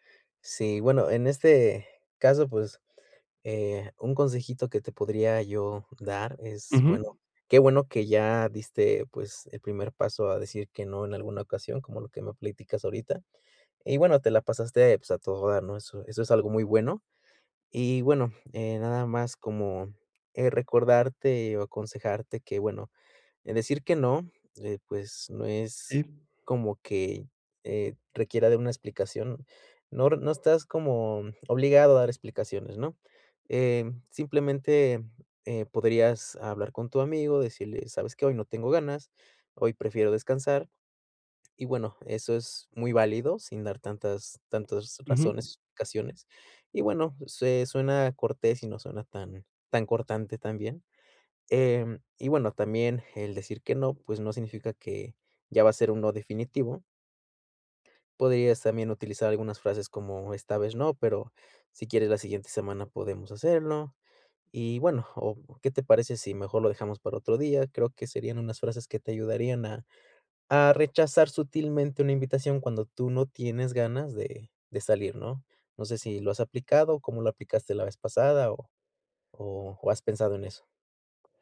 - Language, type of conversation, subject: Spanish, advice, ¿Cómo puedo equilibrar el tiempo con amigos y el tiempo a solas?
- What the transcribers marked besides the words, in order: dog barking; "razones" said as "caciones"; tapping